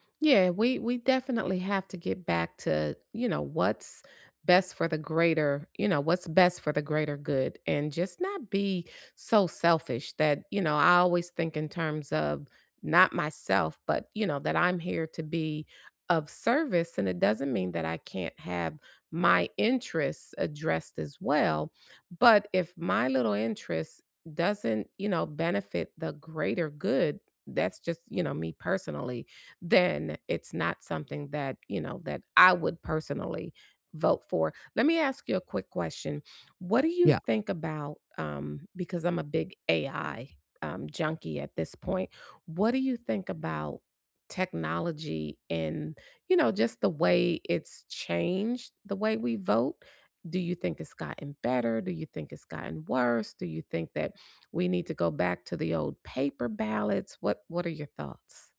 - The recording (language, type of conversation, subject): English, unstructured, What worries you about the way elections are run?
- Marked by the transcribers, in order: none